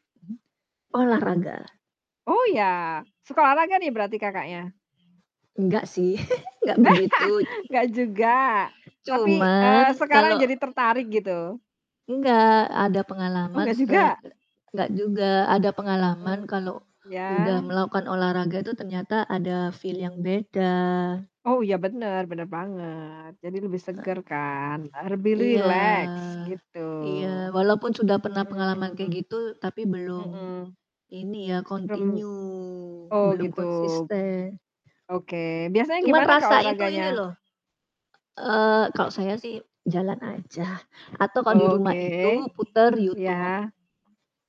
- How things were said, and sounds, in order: distorted speech; other background noise; static; chuckle; laugh; in English: "feel"
- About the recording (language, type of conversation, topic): Indonesian, unstructured, Bagaimana olahraga dapat membantu mengatasi stres dan kecemasan?